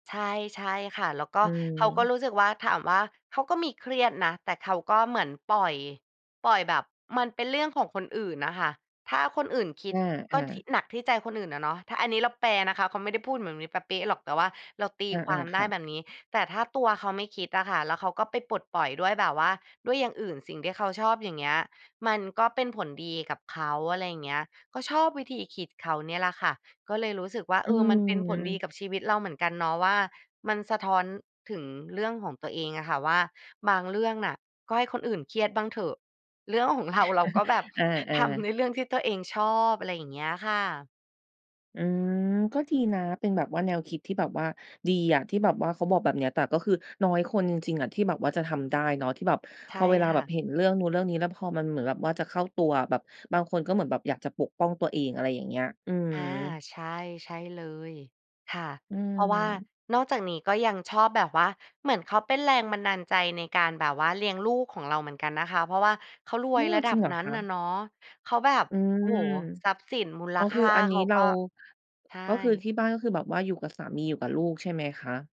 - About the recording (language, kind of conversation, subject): Thai, podcast, เราควรเลือกติดตามคนดังอย่างไรให้ส่งผลดีต่อชีวิต?
- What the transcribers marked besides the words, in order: chuckle; laughing while speaking: "เรา"